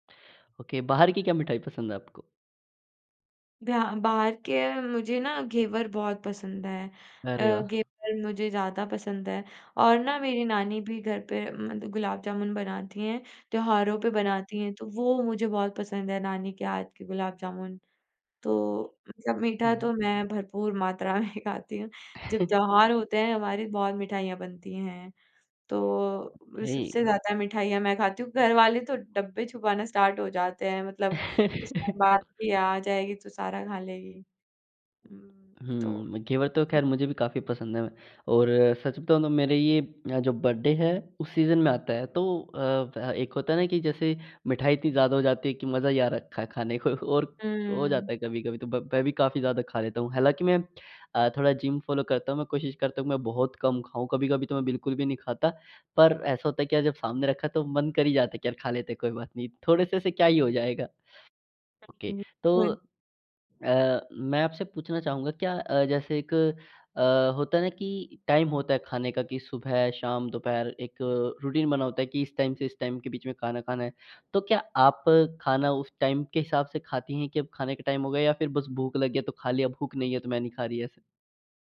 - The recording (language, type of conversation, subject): Hindi, podcast, आप असली भूख और बोरियत से होने वाली खाने की इच्छा में कैसे फर्क करते हैं?
- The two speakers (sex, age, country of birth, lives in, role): female, 20-24, India, India, guest; male, 18-19, India, India, host
- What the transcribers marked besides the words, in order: in English: "ओके"; laughing while speaking: "भरपूर मात्रा में खाती हूँ"; chuckle; in English: "हेय"; in English: "स्टार्ट"; laugh; in English: "बर्थडे"; in English: "सीज़न"; laughing while speaking: "खाने को और"; in English: "फॉलो"; in English: "ओके"; in English: "टाइम"; in English: "रूटीन"; in English: "टाइम"; in English: "टाइम"; in English: "टाइम"; in English: "टाइम"